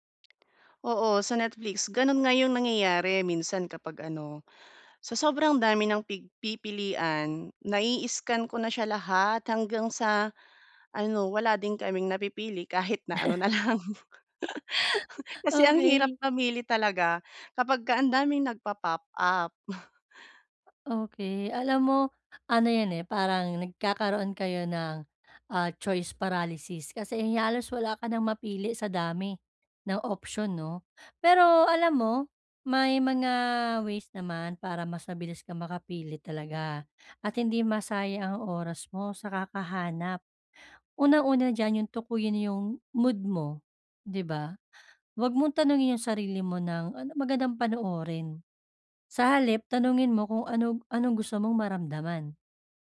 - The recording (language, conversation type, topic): Filipino, advice, Paano ako pipili ng palabas kapag napakarami ng pagpipilian?
- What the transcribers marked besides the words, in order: tongue click; chuckle; laughing while speaking: "lang"; chuckle; in English: "choice paralysis"